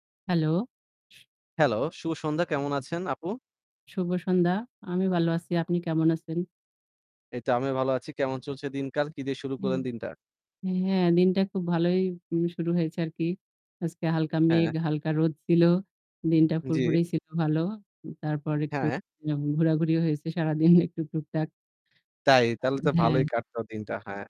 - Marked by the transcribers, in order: static; background speech
- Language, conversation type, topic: Bengali, unstructured, আপনি ভ্রমণ করতে সবচেয়ে বেশি কোন জায়গায় যেতে চান?